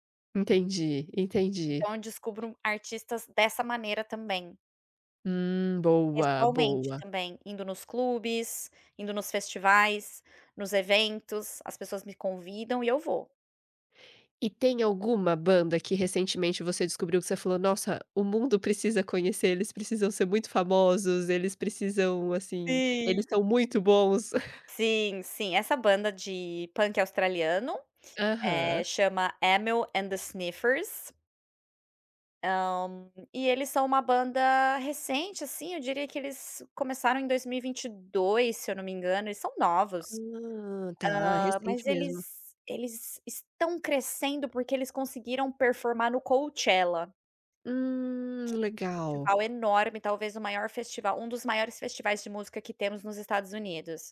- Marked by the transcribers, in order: giggle
- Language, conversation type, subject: Portuguese, podcast, Como você escolhe novas músicas para ouvir?